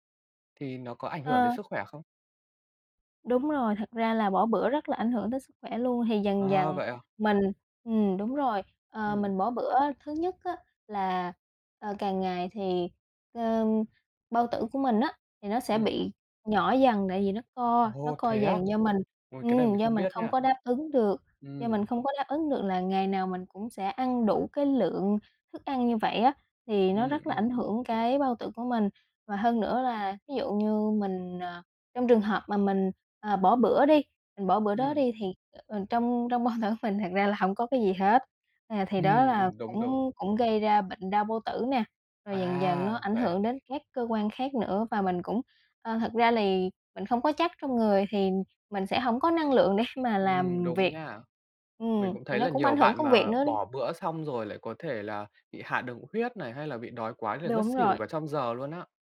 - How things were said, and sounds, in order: laughing while speaking: "bao tử mình"; laughing while speaking: "để"
- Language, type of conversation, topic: Vietnamese, podcast, Làm sao để cân bằng chế độ ăn uống khi bạn bận rộn?